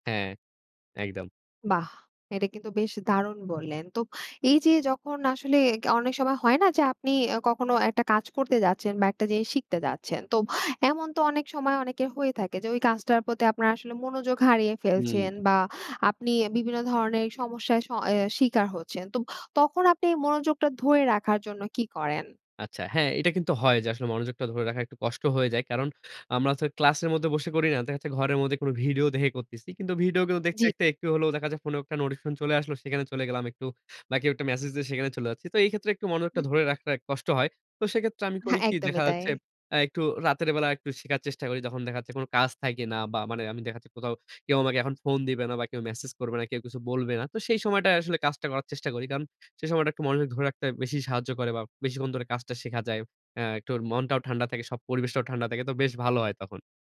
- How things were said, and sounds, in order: other background noise
- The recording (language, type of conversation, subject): Bengali, podcast, প্রযুক্তি কীভাবে তোমার শেখার ধরন বদলে দিয়েছে?